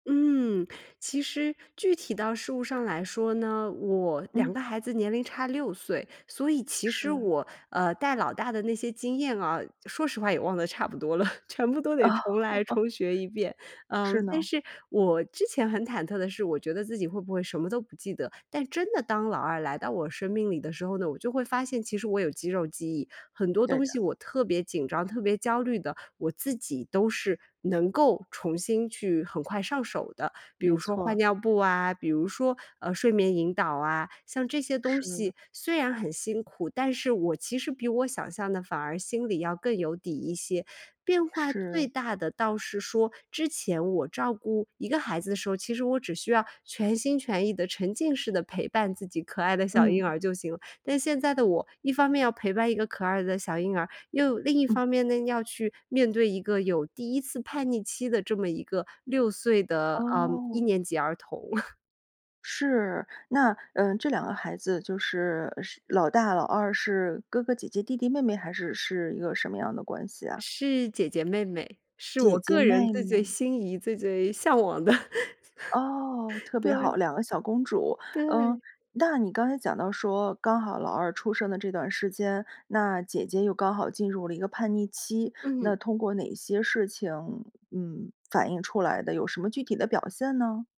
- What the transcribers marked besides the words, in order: chuckle; laugh; laugh
- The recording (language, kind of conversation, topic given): Chinese, podcast, 当父母后，你的生活有哪些变化？